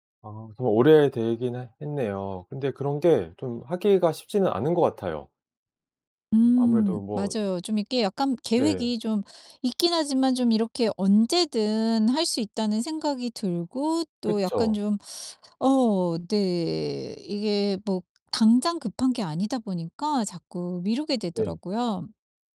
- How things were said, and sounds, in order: other background noise; tapping
- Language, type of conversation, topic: Korean, advice, 계획은 세워두는데 자꾸 미루는 습관 때문에 진전이 없을 때 어떻게 하면 좋을까요?